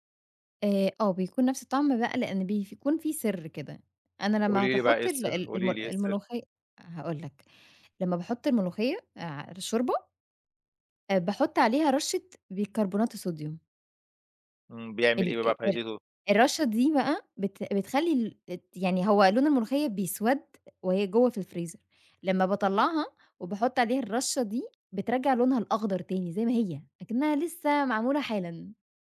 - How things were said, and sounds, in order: tapping
- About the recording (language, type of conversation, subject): Arabic, podcast, إزاي بتجهّز وجبة بسيطة بسرعة لما تكون مستعجل؟